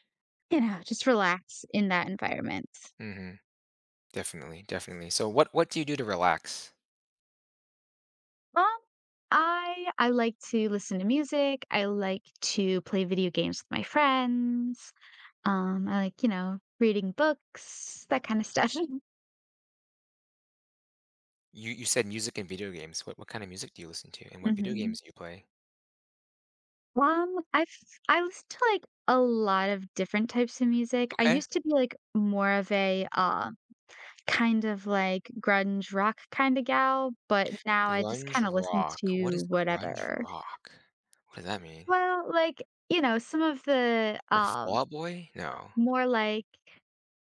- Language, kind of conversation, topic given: English, advice, How can I balance work and personal life?
- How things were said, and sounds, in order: chuckle; tapping